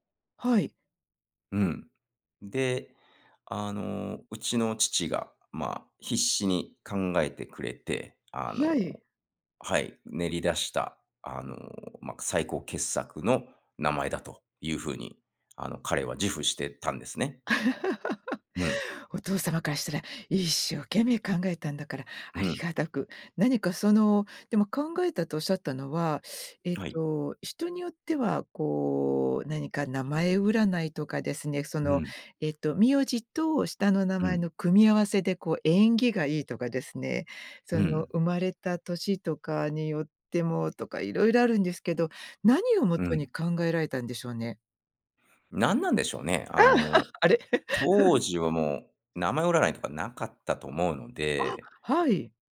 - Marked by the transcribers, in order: laugh; laugh
- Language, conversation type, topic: Japanese, podcast, 名前や苗字にまつわる話を教えてくれますか？